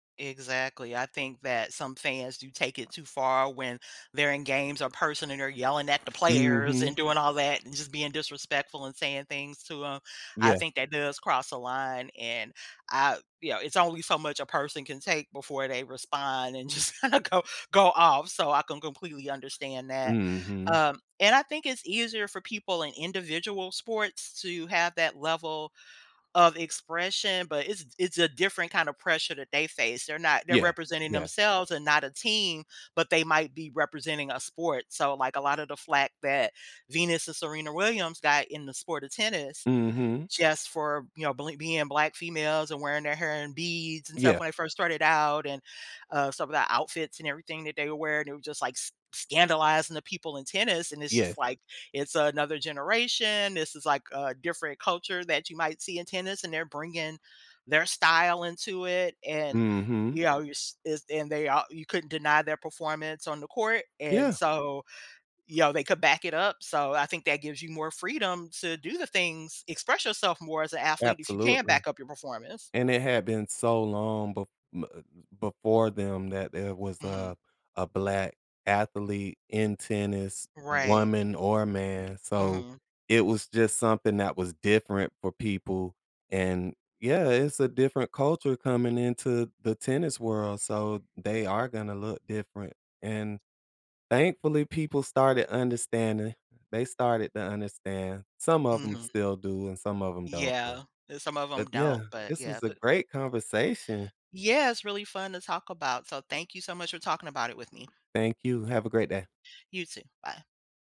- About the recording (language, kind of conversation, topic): English, unstructured, How should I balance personal expression with representing my team?
- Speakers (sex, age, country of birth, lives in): female, 50-54, United States, United States; male, 45-49, United States, United States
- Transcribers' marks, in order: other background noise; laughing while speaking: "just kinda go"